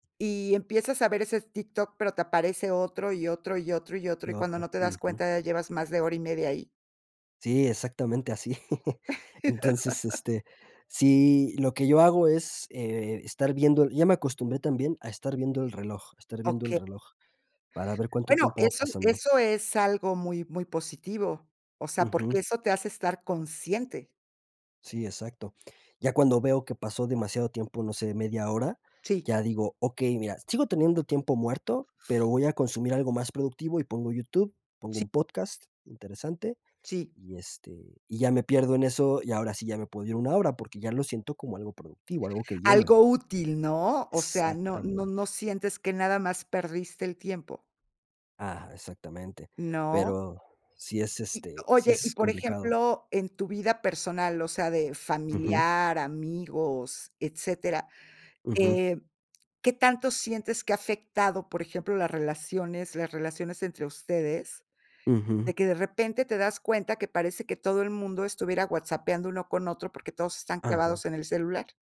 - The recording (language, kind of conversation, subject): Spanish, podcast, ¿Qué opinas de las redes sociales en la vida cotidiana?
- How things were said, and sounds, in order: chuckle; laugh; other background noise